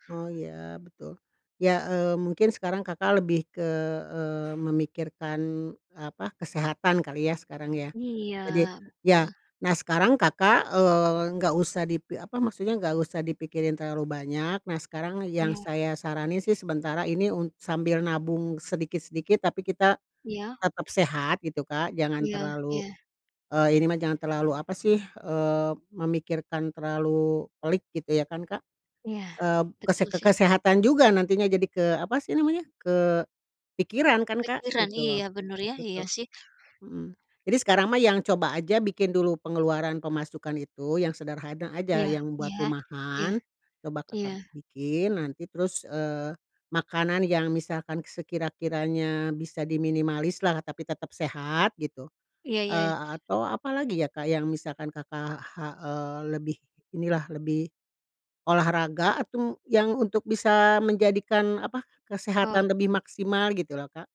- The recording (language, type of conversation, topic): Indonesian, advice, Apa saja kendala yang Anda hadapi saat menabung untuk tujuan besar seperti membeli rumah atau membiayai pendidikan anak?
- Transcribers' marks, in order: other background noise; tapping